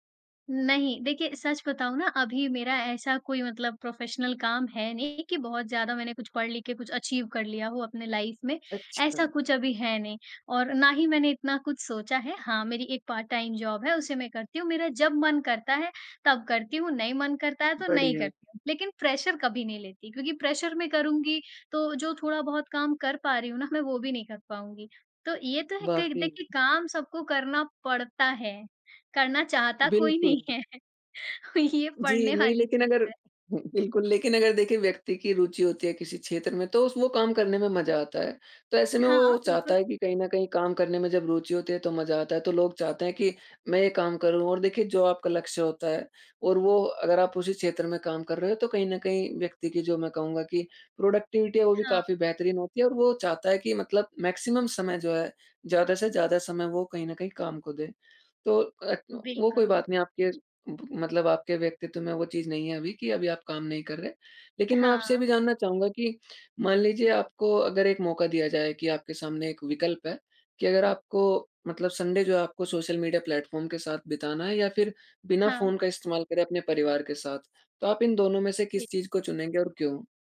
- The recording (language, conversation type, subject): Hindi, podcast, सप्ताहांत पर आप पूरी तरह काम से दूर कैसे रहते हैं?
- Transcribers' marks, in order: in English: "प्रोफेशनल"; in English: "अचीव"; in English: "लाइफ़"; in English: "पार्ट-टाइम जॉब"; in English: "प्रेशर"; in English: "प्रेशर"; laughing while speaking: "ना"; laughing while speaking: "नहीं है। ये पड़ने वाली चीज़ है"; in English: "प्रोडक्टिविटी"; in English: "मैक्सिमम"; in English: "संडे"